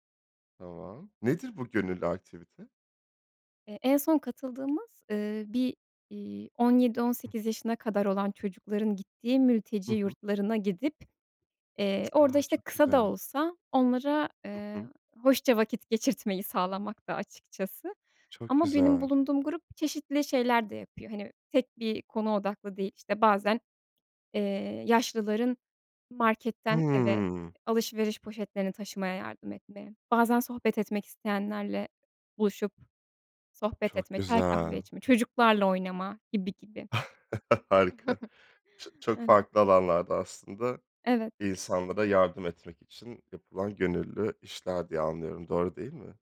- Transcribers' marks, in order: unintelligible speech; tsk; other background noise; chuckle; chuckle; other noise
- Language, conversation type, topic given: Turkish, podcast, İnsanları gönüllü çalışmalara katılmaya nasıl teşvik edersin?